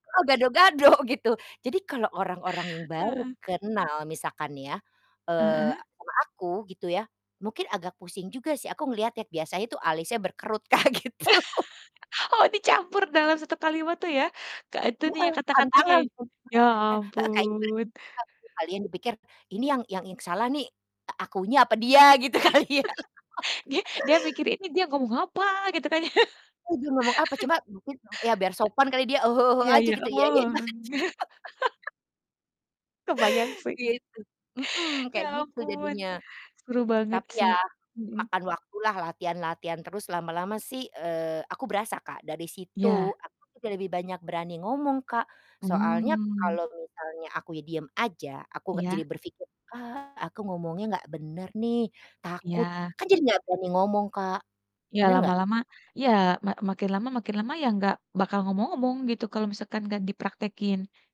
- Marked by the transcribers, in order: laughing while speaking: "gitu"; laughing while speaking: "Kak, gitu"; laugh; other background noise; unintelligible speech; distorted speech; laugh; laughing while speaking: "gitu kali, ya"; laugh; laughing while speaking: "ya"; laugh; tapping; static; laughing while speaking: "aja"; laugh; other noise; laugh
- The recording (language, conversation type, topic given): Indonesian, podcast, Apakah kamu punya pengalaman lucu saat berkomunikasi menggunakan bahasa daerah, dan bisa kamu ceritakan?